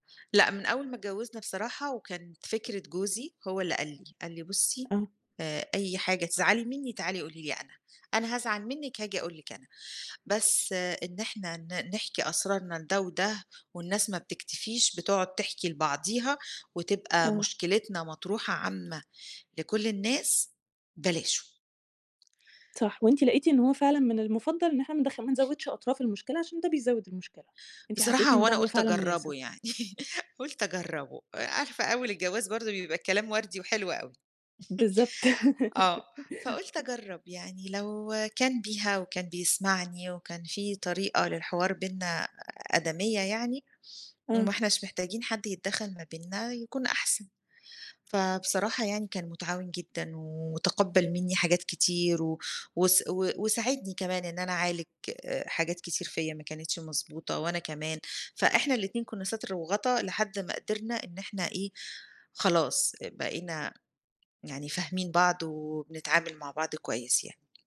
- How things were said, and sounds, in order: tapping; chuckle; chuckle; laugh
- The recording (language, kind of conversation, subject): Arabic, podcast, إيه دور العيلة في علاقتكم؟